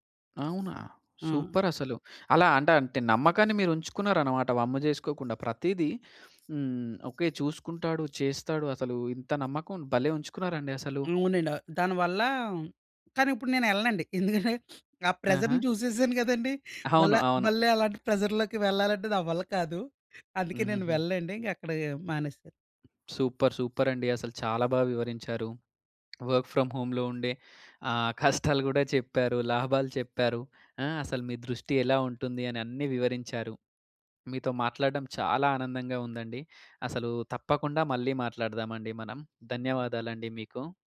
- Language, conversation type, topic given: Telugu, podcast, ఇంటినుంచి పని చేస్తున్నప్పుడు మీరు దృష్టి నిలబెట్టుకోవడానికి ఏ పద్ధతులు పాటిస్తారు?
- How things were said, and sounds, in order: in English: "సూపర్"; tapping; laughing while speaking: "ఎందుకంటే ఆ ప్రెషర్‌ని చూసేసాను కదండీ! … అందుకే నేను వెళ్ళనండి"; in English: "ప్రెషర్‌ని"; chuckle; sniff; in English: "సూపర్ సూపర్"; in English: "వర్క్ ఫ్రమ్ హోమ్‌లో"